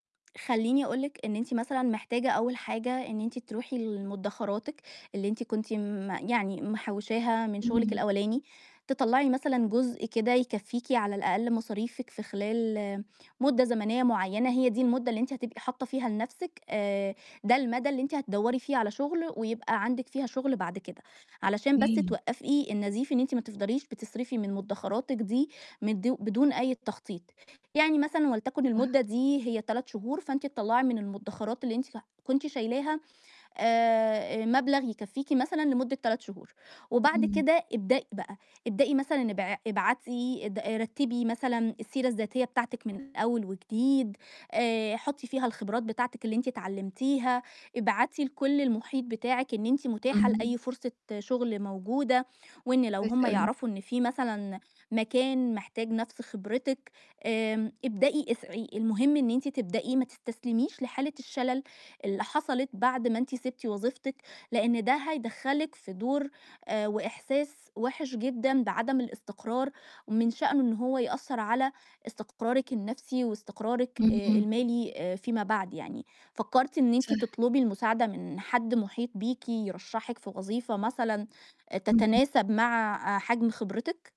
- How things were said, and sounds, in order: distorted speech; tapping
- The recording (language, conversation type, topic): Arabic, advice, أعمل إيه لو اتفصلت من الشغل فجأة ومش عارف/ة أخطط لمستقبلي المادي والمهني؟
- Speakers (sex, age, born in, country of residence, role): female, 25-29, Egypt, Egypt, user; female, 30-34, Egypt, Egypt, advisor